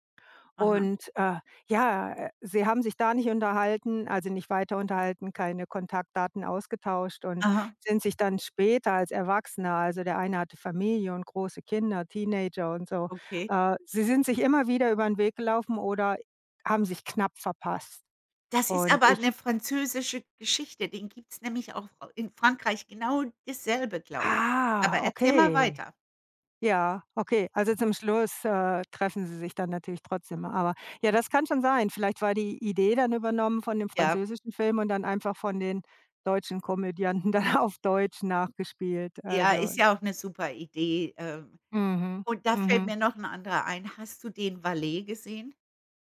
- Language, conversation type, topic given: German, unstructured, Welcher Film hat dich zuletzt richtig zum Lachen gebracht?
- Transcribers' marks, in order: surprised: "Ah, okay!"; laughing while speaking: "dann auf"